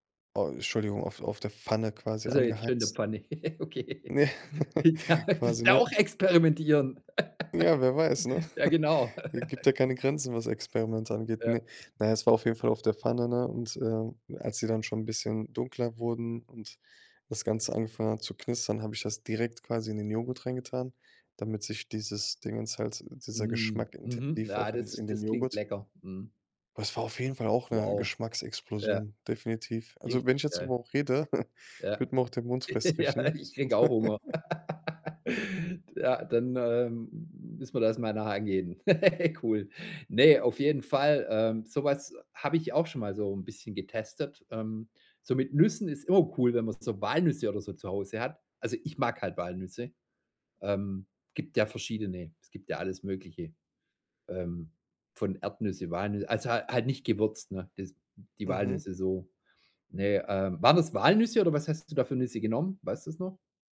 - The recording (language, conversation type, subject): German, podcast, Kannst du von einem Küchenexperiment erzählen, das dich wirklich überrascht hat?
- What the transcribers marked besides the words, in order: laugh; laughing while speaking: "okay"; laugh; unintelligible speech; stressed: "auch"; chuckle; laugh; laugh; chuckle; laugh; giggle; stressed: "Walnüsse"; other noise